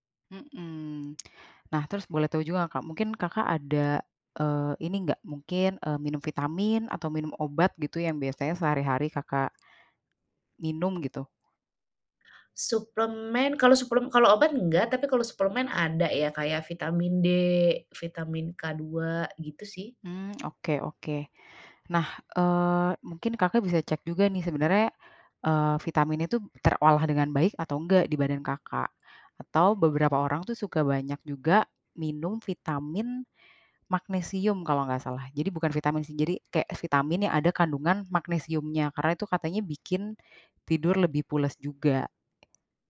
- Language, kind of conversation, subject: Indonesian, advice, Mengapa saya bangun merasa lelah meski sudah tidur cukup lama?
- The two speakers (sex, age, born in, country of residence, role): female, 30-34, Indonesia, Indonesia, advisor; female, 45-49, Indonesia, Indonesia, user
- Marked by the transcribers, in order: lip smack; other background noise; tapping